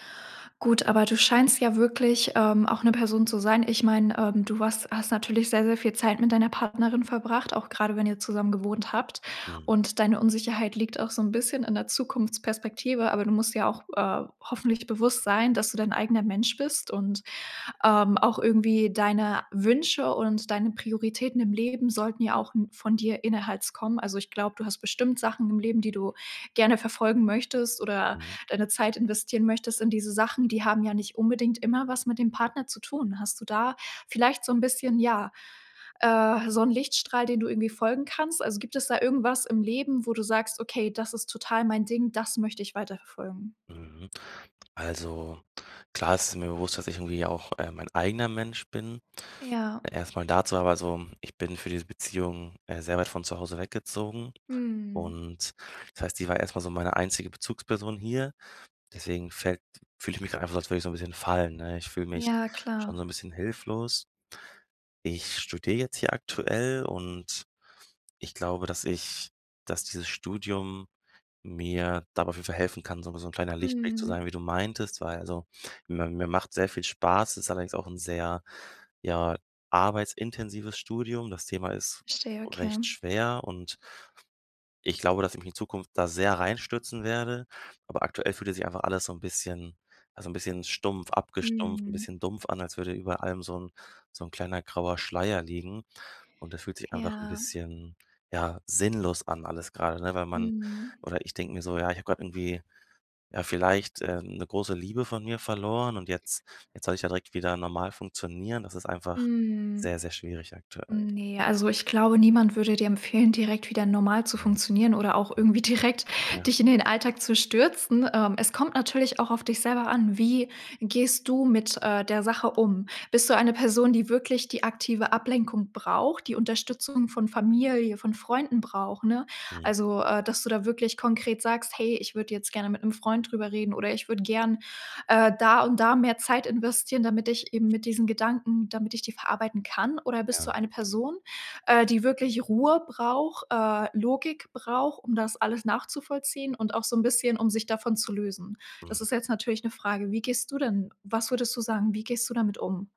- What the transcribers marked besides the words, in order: other noise; laughing while speaking: "direkt"
- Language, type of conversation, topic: German, advice, Wie gehst du mit der Unsicherheit nach einer Trennung um?